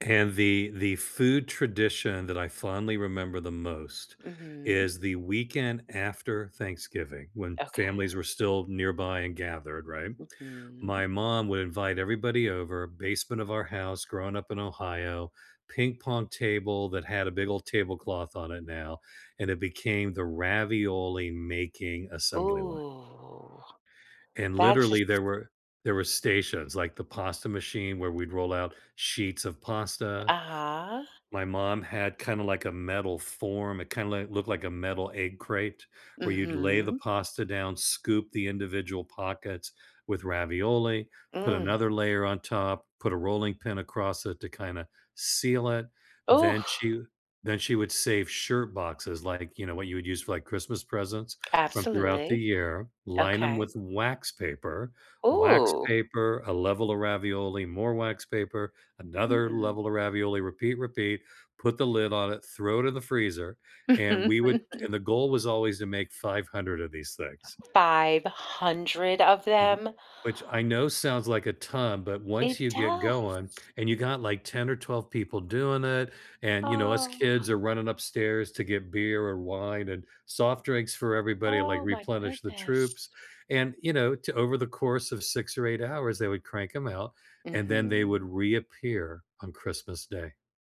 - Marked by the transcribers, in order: drawn out: "Ooh"; chuckle
- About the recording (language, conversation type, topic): English, unstructured, How can I use food to connect with my culture?